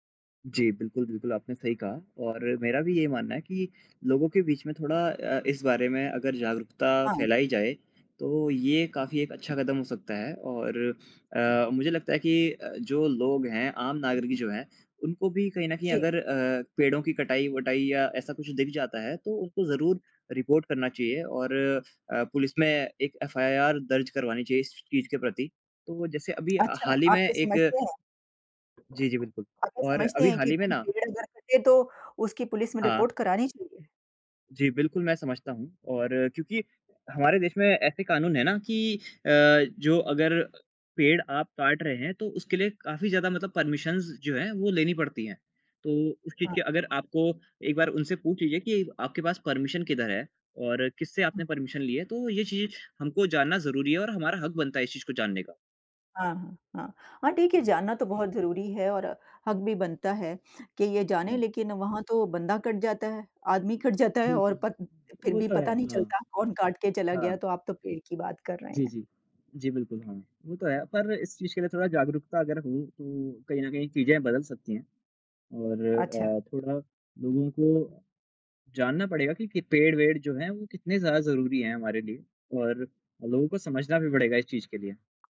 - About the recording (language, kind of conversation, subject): Hindi, unstructured, पेड़ों की कटाई से हमें क्या नुकसान होता है?
- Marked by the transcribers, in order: in English: "रिपोर्ट"; door; in English: "रिपोर्ट"; in English: "परमिशन्स"; in English: "परमिशन"; in English: "परमिशन"; laughing while speaking: "कट जाता है"